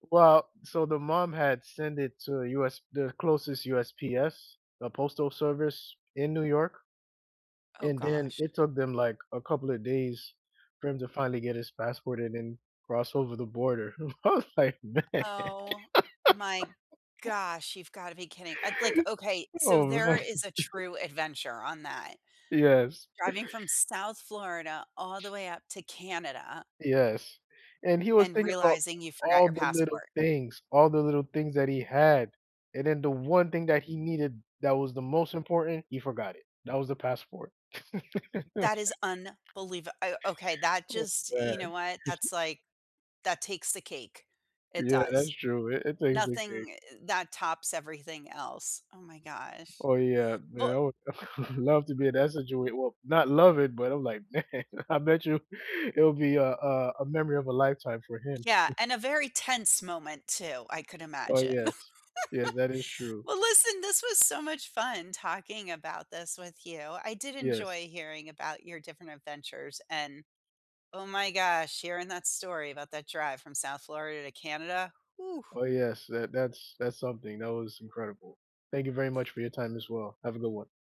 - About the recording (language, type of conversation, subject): English, unstructured, What makes a trip feel like a true adventure?
- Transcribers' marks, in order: tapping; laughing while speaking: "I was like, Da"; laugh; laughing while speaking: "Oh, man"; chuckle; other background noise; chuckle; chuckle; chuckle; laughing while speaking: "Man, I bet you"; chuckle; chuckle; laughing while speaking: "Well, listen, this was so much fun"